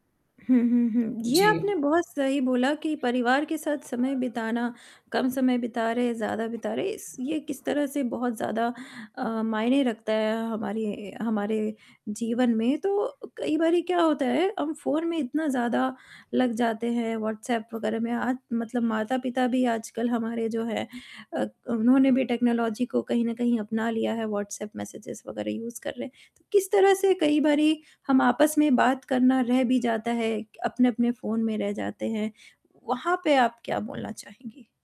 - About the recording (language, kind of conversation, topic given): Hindi, podcast, आपके अनुभव में टेक्नोलॉजी ने घर की बातचीत और रोज़मर्रा की ज़िंदगी को कैसे बदला है?
- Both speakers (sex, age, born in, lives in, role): female, 25-29, India, India, guest; female, 25-29, India, India, host
- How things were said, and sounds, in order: static; other background noise; horn; in English: "टेक्नोलॉजी"; in English: "यूज़"